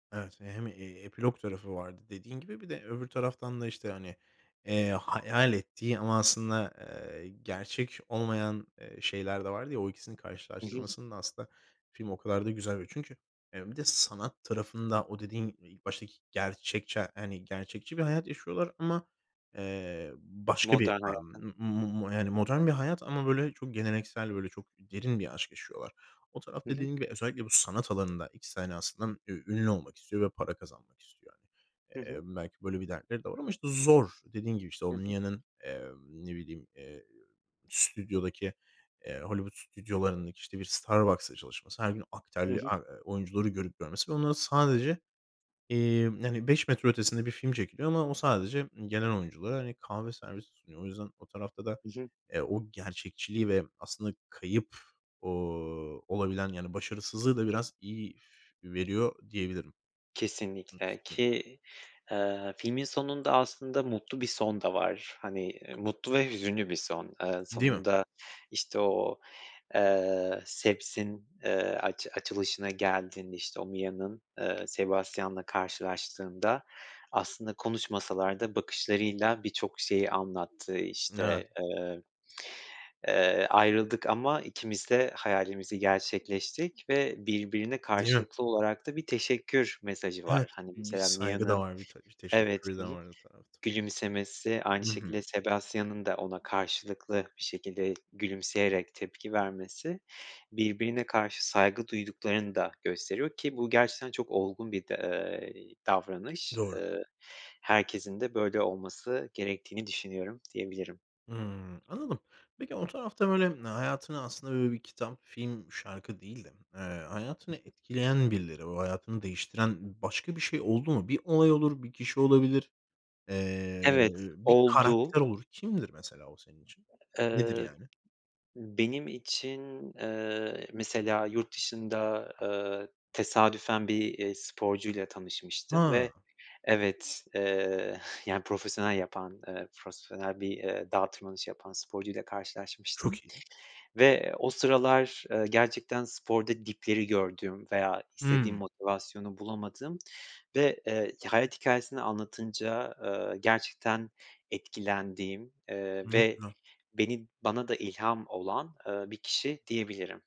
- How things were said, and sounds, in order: unintelligible speech; other background noise; unintelligible speech; "gerçekleştirdik" said as "gerçekleştik"; exhale; "profesyonel" said as "frosfonel"
- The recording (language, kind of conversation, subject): Turkish, podcast, Hayatınızı değiştiren bir kitap, film ya da şarkı oldu mu?